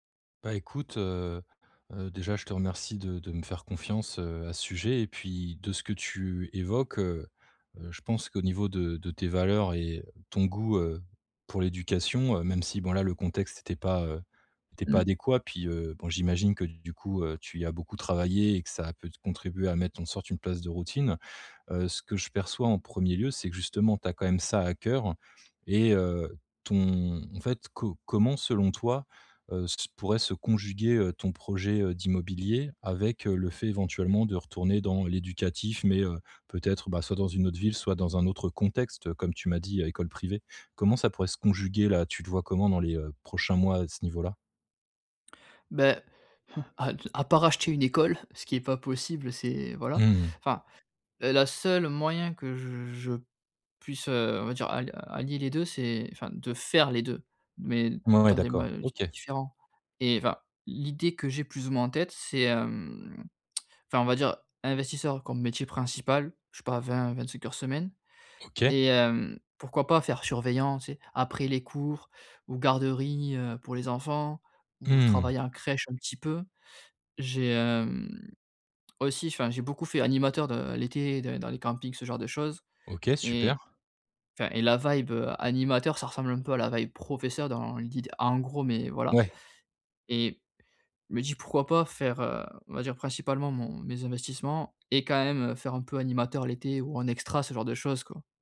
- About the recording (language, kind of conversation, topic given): French, advice, Comment puis-je clarifier mes valeurs personnelles pour choisir un travail qui a du sens ?
- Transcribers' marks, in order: chuckle; tapping; stressed: "faire"; in English: "vibe"; in English: "vibe"